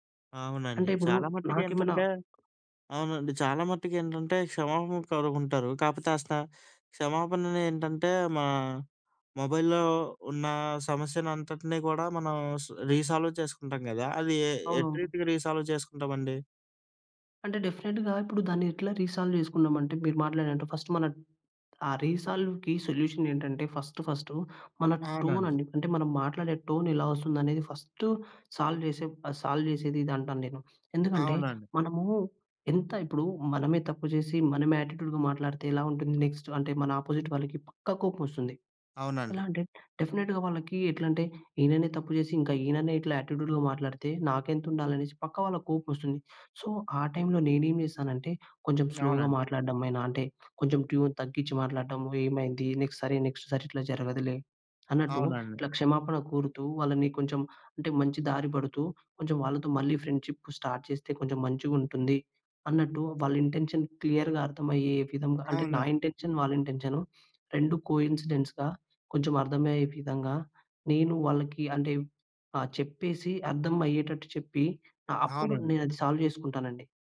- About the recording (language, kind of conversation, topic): Telugu, podcast, సమస్యపై మాట్లాడడానికి సరైన సమయాన్ని మీరు ఎలా ఎంచుకుంటారు?
- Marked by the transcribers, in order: other background noise; in English: "మొబైల్‌లో"; in English: "రీసాల్వ్"; in English: "రీసాల్వ్"; in English: "డెఫినిట్‌గా"; in English: "రీసాల్వ్"; in English: "ఫస్ట్"; in English: "రీసాల్వ్‌కి సొల్యూషన్"; in English: "టోన్"; in English: "టోన్"; in English: "సాల్వ్"; in English: "సాల్వ్"; in English: "యాటిట్యూడ్‌గా"; in English: "నెక్స్ట్"; in English: "అపోజిట్"; in English: "డెఫినిట్‌గా"; in English: "యాటిట్యూడ్‌లో"; in English: "సో"; in English: "స్లోగా"; in English: "ట్యూన్"; in English: "నెక్స్ట్"; in English: "నెక్స్ట్"; in English: "ఫ్రెండ్‌షిప్ స్టార్ట్"; in English: "ఇంటెన్షన్ క్లియర్‌గా"; in English: "ఇంటెన్షన్"; in English: "కోయిన్సిడెన్స్‌గా"; in English: "సాల్వ్"